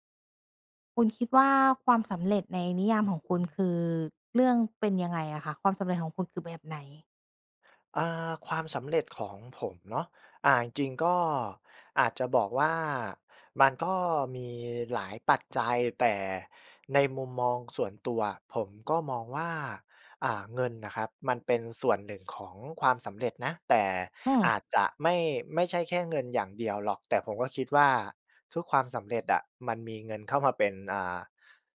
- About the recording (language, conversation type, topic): Thai, podcast, คุณวัดความสำเร็จด้วยเงินเพียงอย่างเดียวหรือเปล่า?
- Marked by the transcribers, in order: other background noise